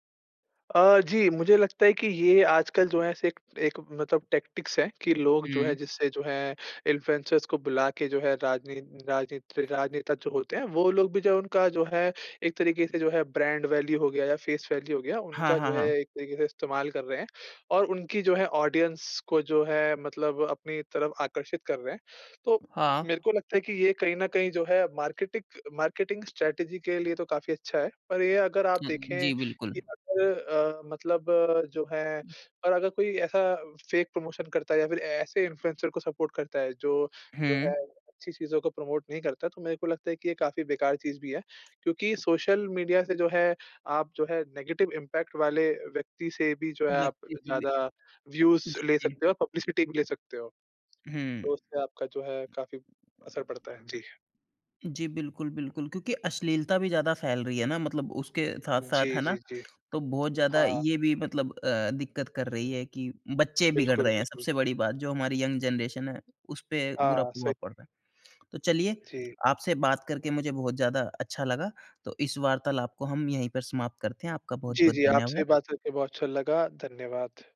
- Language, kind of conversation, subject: Hindi, podcast, सोशल मीडिया के प्रभावक पॉप संस्कृति पर क्या असर डालते हैं?
- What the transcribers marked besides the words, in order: in English: "टैक्टिक्स"; in English: "इन्फ्लुएंसर्स"; other background noise; in English: "वैल्यू"; in English: "फ़ेस वैल्यू"; in English: "ऑडियंस"; in English: "मार्केटिक मार्केटिंग स्ट्रैटेजी"; tapping; in English: "फेक प्रमोशन"; in English: "इन्फ्लुएंसर"; in English: "सपोर्ट"; in English: "प्रमोट"; in English: "नेगेटिव इम्पैक्ट"; in English: "व्यूज़"; in English: "पब्लिसिटी"; in English: "यंग जेनरेशन"